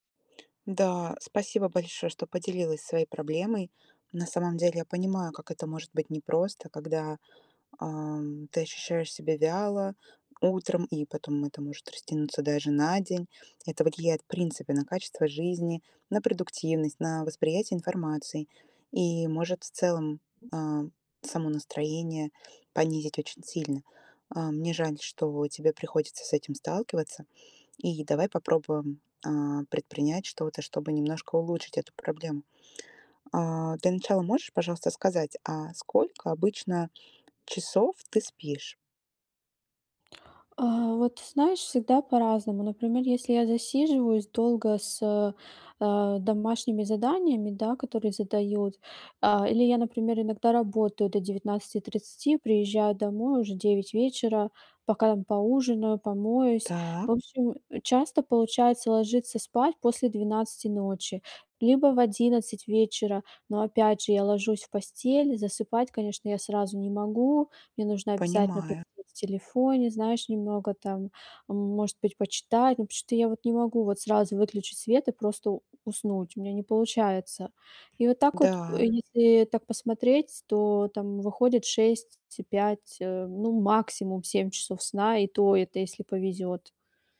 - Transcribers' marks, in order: tapping; other background noise; "потому что" said as "птошто"
- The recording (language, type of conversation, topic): Russian, advice, Как уменьшить утреннюю усталость и чувствовать себя бодрее по утрам?